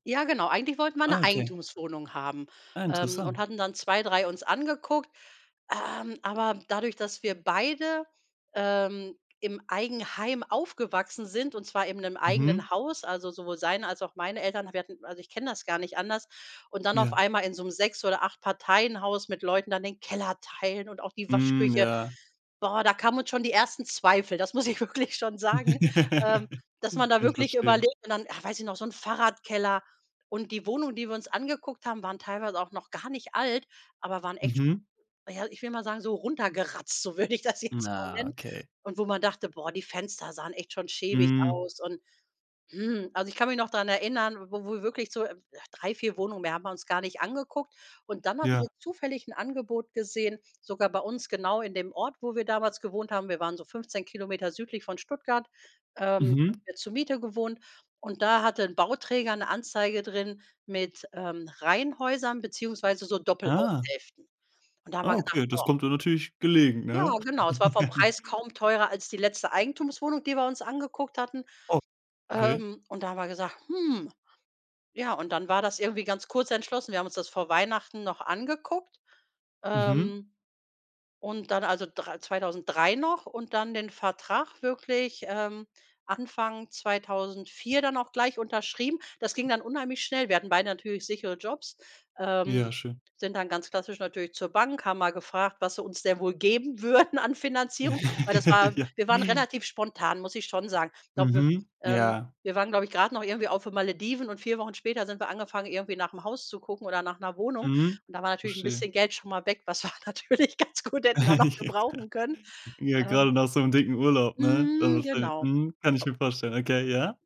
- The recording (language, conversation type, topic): German, podcast, Erzähl mal: Wie hast du ein Haus gekauft?
- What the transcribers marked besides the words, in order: put-on voice: "Ähm"; put-on voice: "Boah"; laughing while speaking: "das muss ich wirklich schon"; laugh; put-on voice: "runtergeratzt"; laughing while speaking: "so würde ich"; surprised: "Ah"; joyful: "Ja genau"; laugh; surprised: "Oh"; laughing while speaking: "würden"; laugh; laughing while speaking: "Ja"; laughing while speaking: "was wir natürlich ganz gut hätten da noch"; other background noise; laugh; laughing while speaking: "Ja"; unintelligible speech; other noise